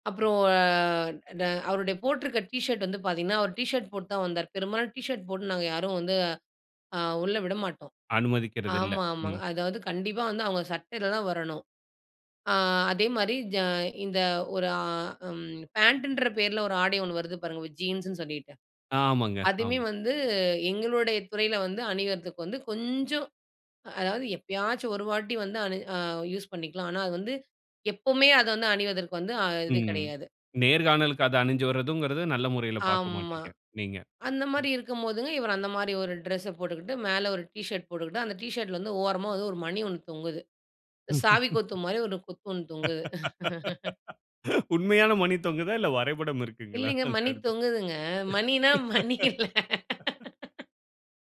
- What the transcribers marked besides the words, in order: other noise; laugh; laughing while speaking: "உண்மையான மணி தொங்குதா? இல்ல வரைபடம் இருக்குங்களா? அந்த இடத்தில"; laugh; laughing while speaking: "மணினா மணி இல்ல"; laugh
- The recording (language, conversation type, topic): Tamil, podcast, ஒரு முக்கியமான நேர்காணலுக்கு எந்த உடையை அணிவது என்று நீங்கள் என்ன ஆலோசனை கூறுவீர்கள்?